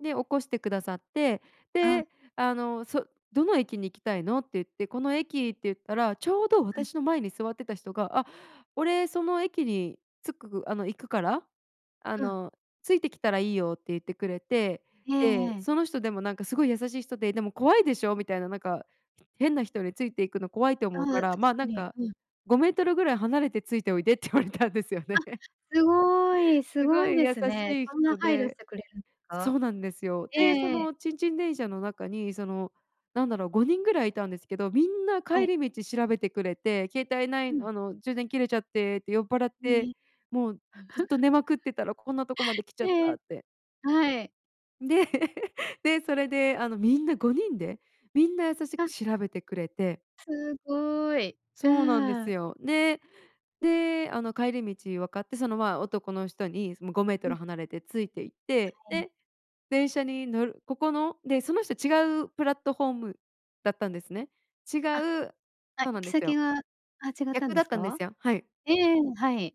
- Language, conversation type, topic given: Japanese, podcast, 見知らぬ人に助けられたことはありますか？
- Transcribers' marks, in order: laughing while speaking: "って言われたんですよね"; laugh; laugh; in English: "プラットフォーム"